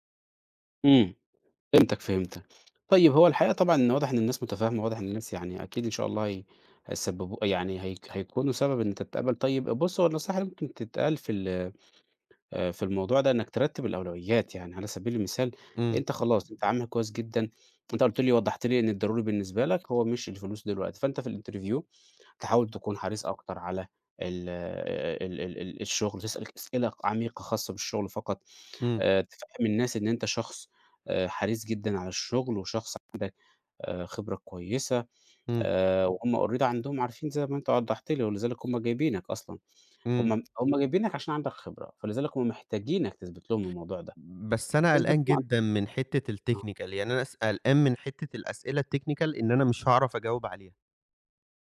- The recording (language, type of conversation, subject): Arabic, advice, ازاي أتفاوض على عرض شغل جديد؟
- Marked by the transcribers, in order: other background noise; in English: "الinterview"; in English: "already"; in English: "الtechnical"; in English: "الtechnical"